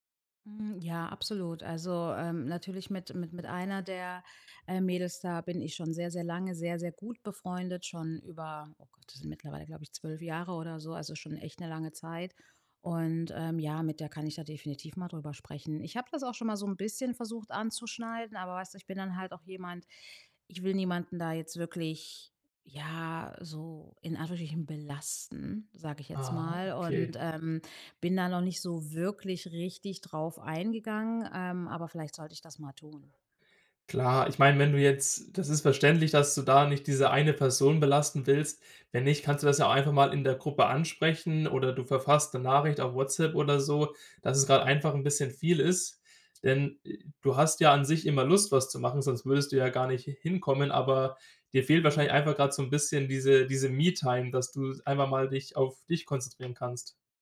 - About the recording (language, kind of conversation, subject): German, advice, Wie gehe ich damit um, dass ich trotz Erschöpfung Druck verspüre, an sozialen Veranstaltungen teilzunehmen?
- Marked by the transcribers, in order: in English: "Me-Time"